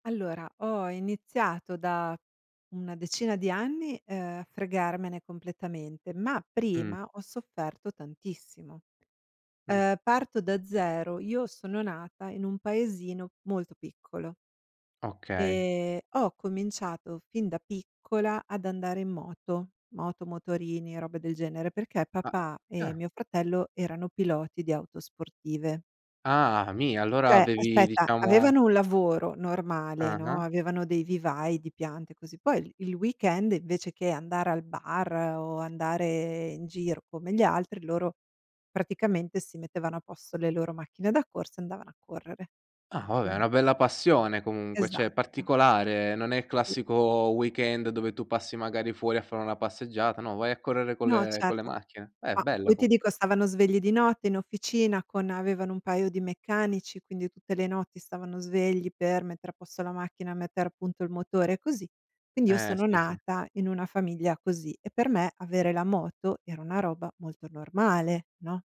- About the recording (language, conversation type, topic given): Italian, podcast, Come affronti i giudizi degli altri mentre stai vivendo una trasformazione?
- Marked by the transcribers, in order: tapping; in English: "weekend"; "cioè" said as "ceh"; in English: "weekend"